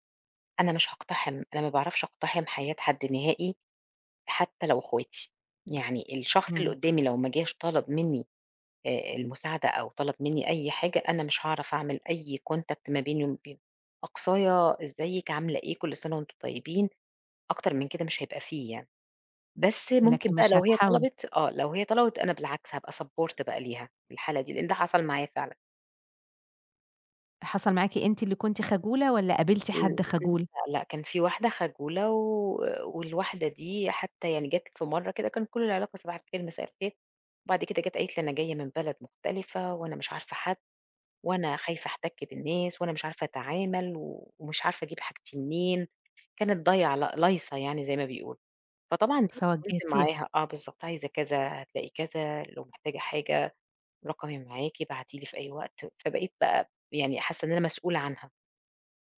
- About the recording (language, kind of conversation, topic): Arabic, podcast, إيه الحاجات اللي بتقوّي الروابط بين الجيران؟
- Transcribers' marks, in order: in English: "Contact"; in English: "Support"; unintelligible speech